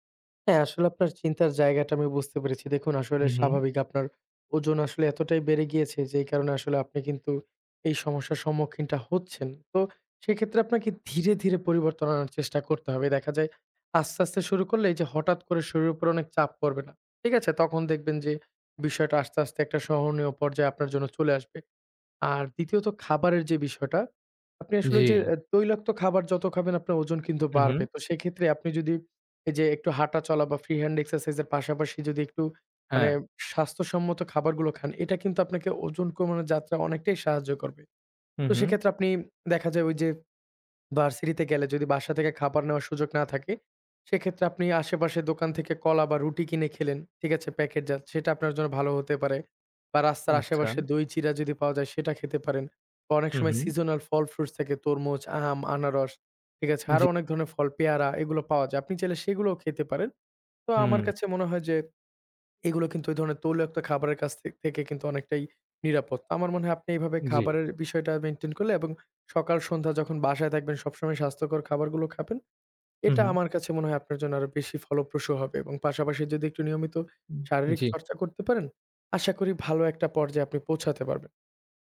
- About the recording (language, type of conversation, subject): Bengali, advice, আমি কীভাবে নিয়মিত ব্যায়াম শুরু করতে পারি, যখন আমি বারবার অজুহাত দিই?
- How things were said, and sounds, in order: tapping; in English: "ফ্রি হ্যান্ড এক্সারসাইজ"; in English: "সিজনাল"; in English: "ফ্রুইট"; swallow; in English: "মেইনটেইন"